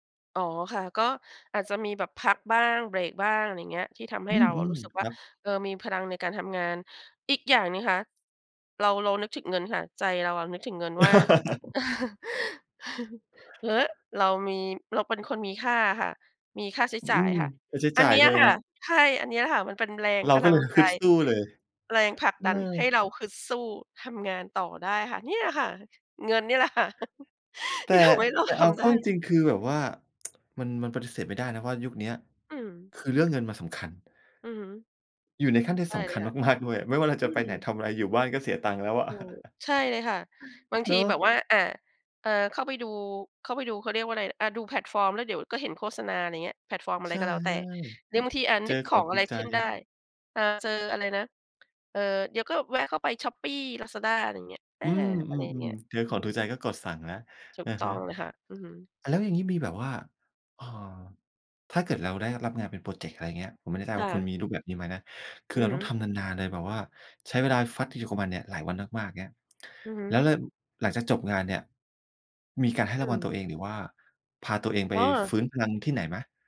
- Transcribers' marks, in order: other background noise; chuckle; chuckle; chuckle; laughing while speaking: "ที่ทำให้เราทำ"; tsk; chuckle
- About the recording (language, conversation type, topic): Thai, podcast, เวลาเหนื่อยจากงาน คุณทำอะไรเพื่อฟื้นตัวบ้าง?